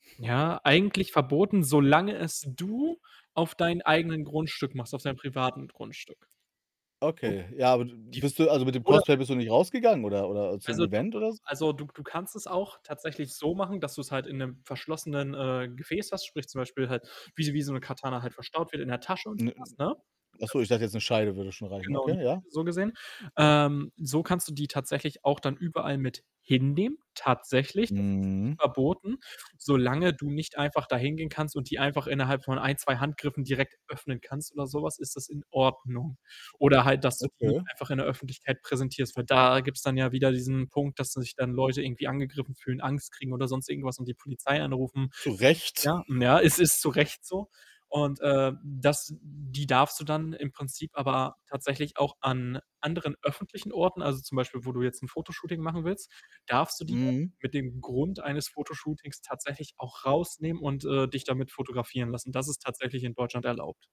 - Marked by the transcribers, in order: other background noise; stressed: "du"; static; distorted speech; unintelligible speech; unintelligible speech; unintelligible speech; drawn out: "Mhm"; chuckle
- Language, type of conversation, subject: German, unstructured, Was bedeutet dir dein Hobby persönlich?